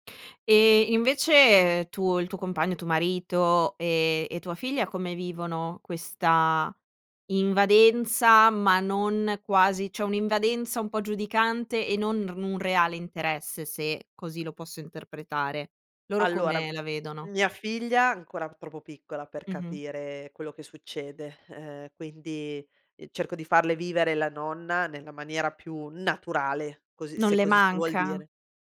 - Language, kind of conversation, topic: Italian, podcast, Come stabilire dei limiti con parenti invadenti?
- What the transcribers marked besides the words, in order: none